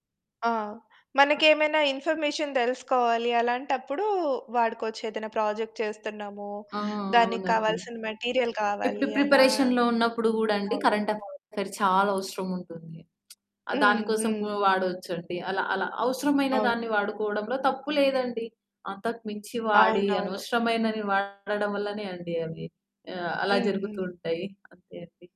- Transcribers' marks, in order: other background noise; in English: "ఇన్ఫర్మేషన్"; in English: "ప్రాజెక్ట్"; mechanical hum; in English: "ప్రిపరేషన్‌లో"; in English: "మెటీరియల్"; distorted speech; in English: "కరెంట్"; lip smack
- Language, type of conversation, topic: Telugu, podcast, సామాజిక మాధ్యమాల వాడకం మీ వ్యక్తిగత జీవితాన్ని ఎలా ప్రభావితం చేసింది?